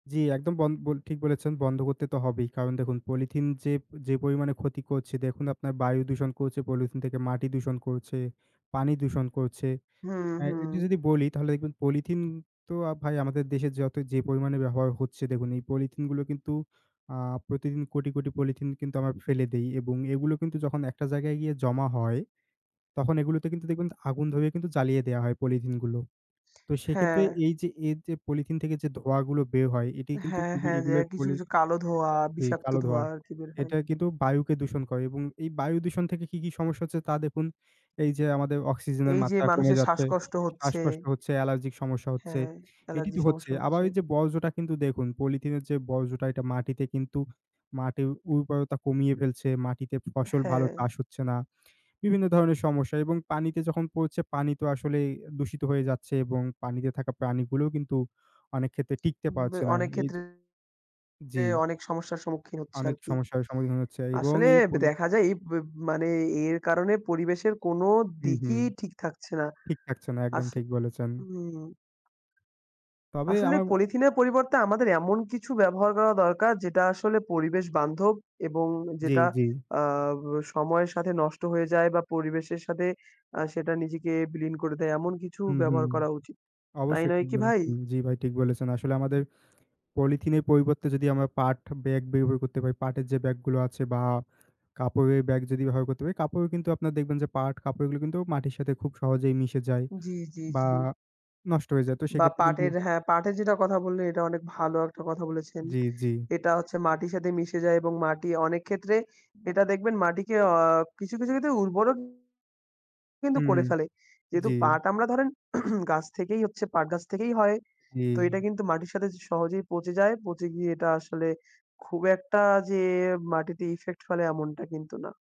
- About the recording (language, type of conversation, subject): Bengali, unstructured, পরিবেশ রক্ষা করার জন্য আমরা কী কী ছোট ছোট কাজ করতে পারি?
- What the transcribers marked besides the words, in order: other background noise; tapping; throat clearing